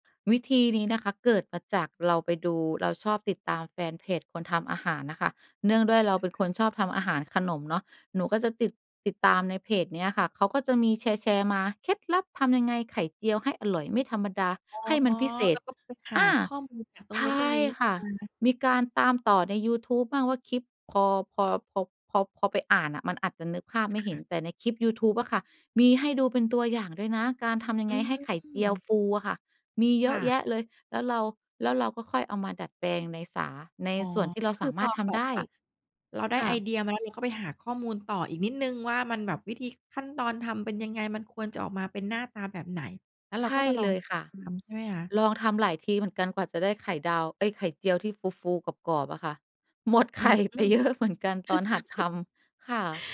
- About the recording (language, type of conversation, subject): Thai, podcast, สำหรับคุณ การทำอาหารหรือขนมถือเป็นงานศิลปะไหม?
- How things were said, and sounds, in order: laughing while speaking: "หมดไข่ไปเยอะ"; chuckle